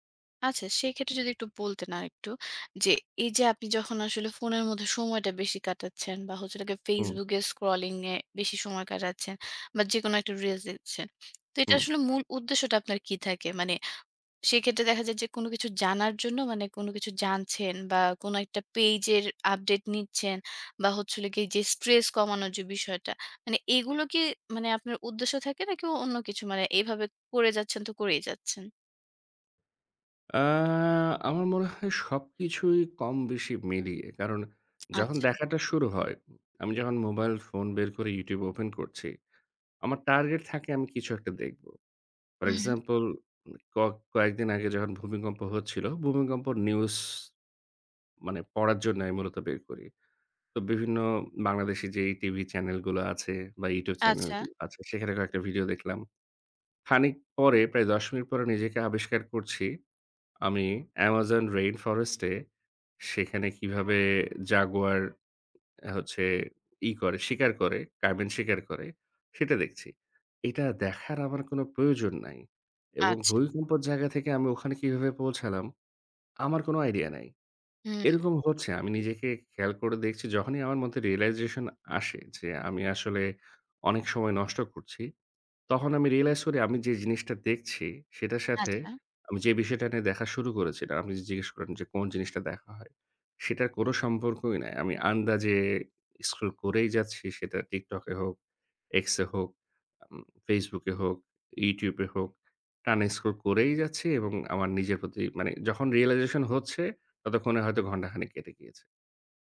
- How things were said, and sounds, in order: tapping
- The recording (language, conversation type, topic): Bengali, advice, ফোনের ব্যবহার সীমিত করে সামাজিক যোগাযোগমাধ্যমের ব্যবহার কমানোর অভ্যাস কীভাবে গড়ে তুলব?